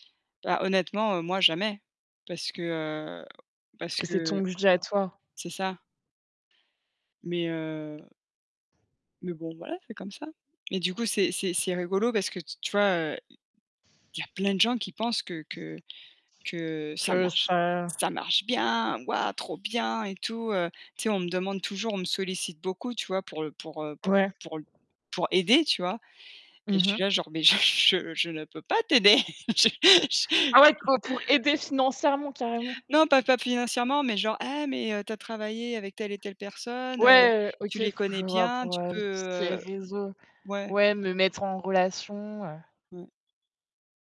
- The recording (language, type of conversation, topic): French, unstructured, Comment négocies-tu quand tu veux vraiment obtenir ce que tu veux ?
- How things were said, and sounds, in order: tapping; other background noise; put-on voice: "ça marche bien, ouah trop bien"; static; laugh; laughing while speaking: "Je-je je"; chuckle